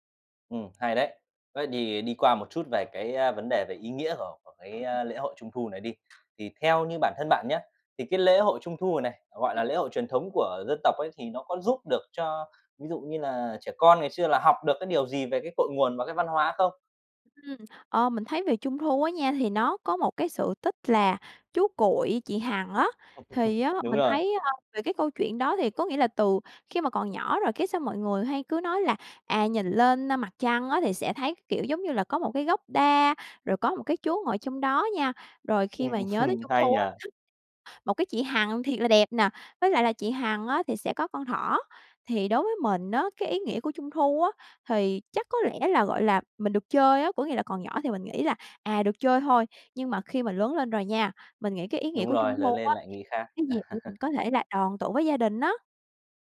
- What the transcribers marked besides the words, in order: tapping; other background noise; unintelligible speech; laugh; laughing while speaking: "hừm"; laugh
- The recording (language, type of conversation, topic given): Vietnamese, podcast, Bạn nhớ nhất lễ hội nào trong tuổi thơ?